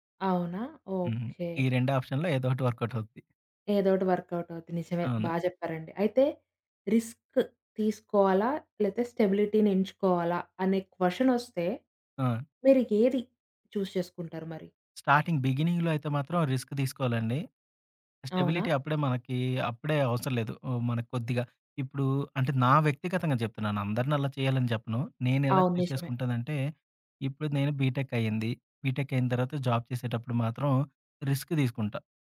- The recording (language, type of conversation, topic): Telugu, podcast, రెండు ఆఫర్లలో ఒకదాన్నే ఎంపిక చేయాల్సి వస్తే ఎలా నిర్ణయం తీసుకుంటారు?
- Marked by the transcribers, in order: in English: "ఆప్షన్‌లో"; in English: "వర్క్‌ఔట్"; in English: "వర్క్ఔట్"; in English: "రిస్క్"; in English: "స్టెబిలిటీని"; in English: "క్వషన్"; in English: "చూస్"; in English: "స్టార్టింగ్ బిగినింగ్‌లో"; in English: "రిస్క్"; in English: "స్టెబిలిటీ"; in English: "చూస్"; in English: "బీటెక్"; in English: "బీటెక్"; in English: "జాబ్"; in English: "రిస్క్"